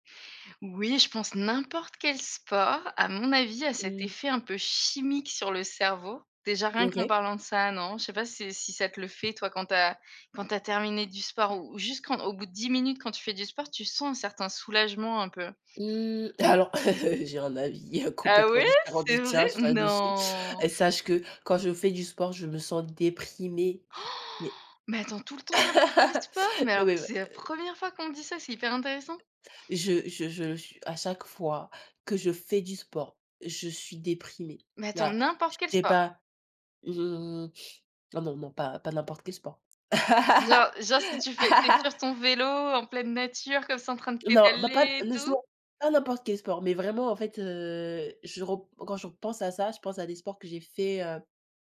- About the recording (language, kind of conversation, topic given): French, unstructured, Penses-tu que le sport peut aider à gérer le stress ?
- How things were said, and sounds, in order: stressed: "n'importe"; stressed: "chimique"; tapping; laughing while speaking: "alors"; laugh; laughing while speaking: "heu, complètement"; surprised: "Ah ouais c'est vrai ? Non !"; drawn out: "Non !"; stressed: "Han"; laugh; laugh